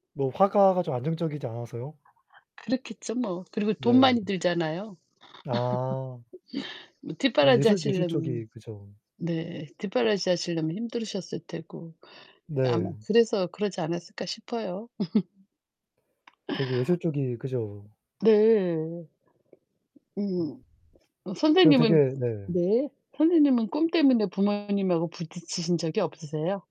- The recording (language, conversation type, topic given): Korean, unstructured, 어렸을 때 꿈꾸던 미래와 지금의 꿈이 다른가요?
- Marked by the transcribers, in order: other background noise; laugh; laugh; distorted speech